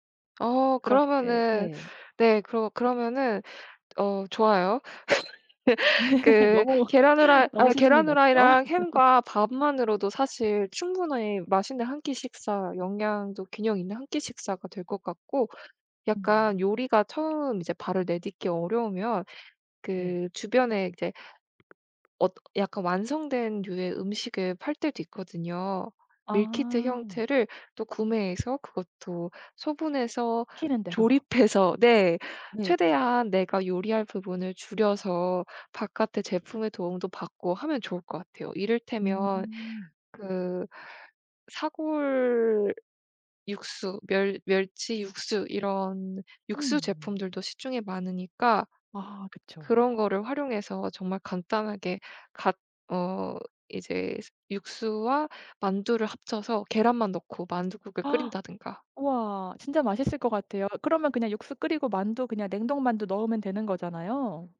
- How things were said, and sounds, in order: other background noise; laugh; laugh; tapping; gasp
- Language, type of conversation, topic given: Korean, advice, 새로운 식단(채식·저탄수 등)을 꾸준히 유지하기가 왜 이렇게 힘들까요?